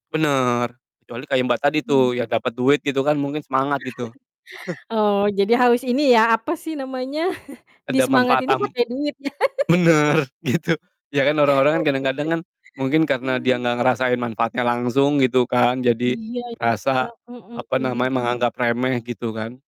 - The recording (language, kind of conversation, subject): Indonesian, unstructured, Apa saja cara sederhana yang bisa kita lakukan untuk menjaga lingkungan?
- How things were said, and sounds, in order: distorted speech; chuckle; chuckle; laughing while speaking: "bener! Gitu"; laughing while speaking: "ya?"; laugh